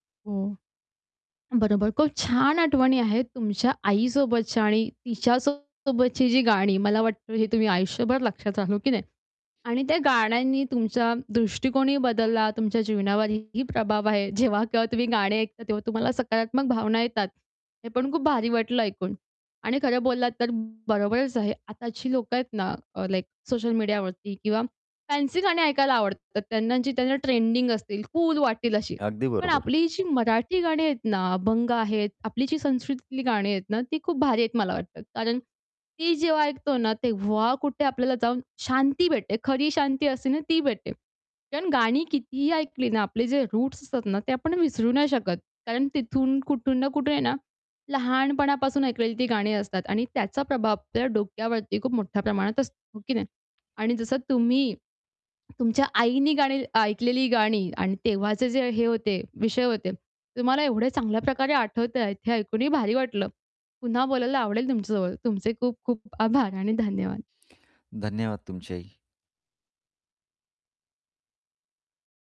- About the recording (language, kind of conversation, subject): Marathi, podcast, कुटुंबात गायली जाणारी गाणी ऐकली की तुम्हाला काय आठवतं?
- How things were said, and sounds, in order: distorted speech; tapping; other background noise; in English: "फॅन्सी"; in English: "रूट्स"